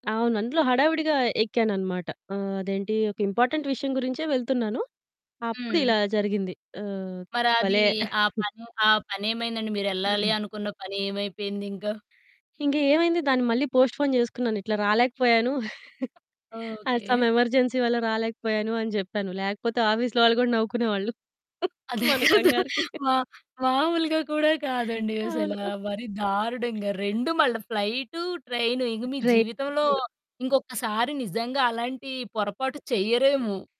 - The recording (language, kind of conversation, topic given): Telugu, podcast, ప్రయాణంలో మీ విమానం తప్పిపోయిన అనుభవాన్ని చెప్పగలరా?
- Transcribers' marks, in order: in English: "ఇంపార్టెంట్"; chuckle; throat clearing; in English: "పోస్ట్‌పోన్"; chuckle; in English: "సమ్ ఎమర్జెన్సీ"; in English: "ఆఫీస్‌లో"; laughing while speaking: "అదే కదా!"; chuckle; laughing while speaking: "మన కంగారుకి"; other background noise; distorted speech